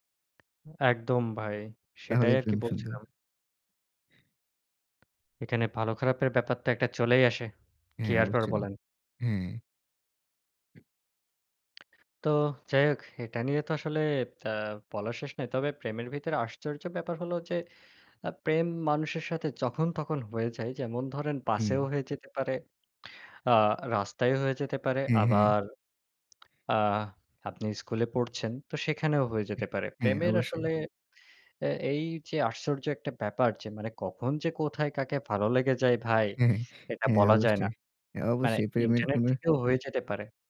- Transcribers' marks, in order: other background noise
- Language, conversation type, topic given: Bengali, unstructured, তোমার জীবনে প্রেমের কারণে ঘটে যাওয়া সবচেয়ে বড় আশ্চর্য ঘটনা কী?